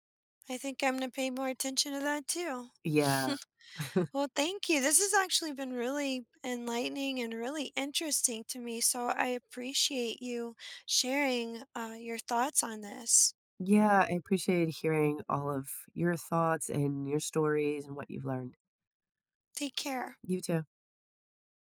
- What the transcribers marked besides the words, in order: tapping; chuckle
- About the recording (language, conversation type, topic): English, unstructured, How can I spot and address giving-versus-taking in my close relationships?